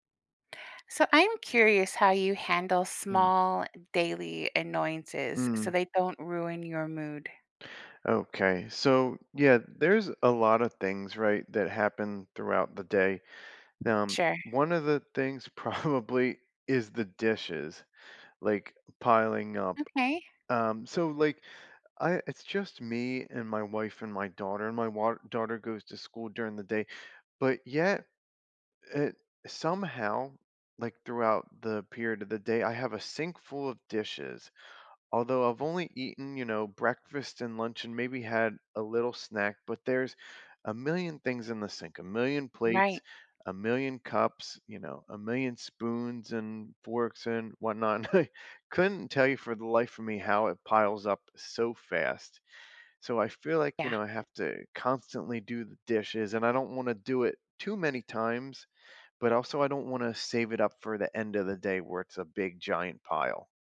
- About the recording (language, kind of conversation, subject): English, unstructured, How are small daily annoyances kept from ruining one's mood?
- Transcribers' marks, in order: tapping; other background noise; laughing while speaking: "probably"; laughing while speaking: "and I"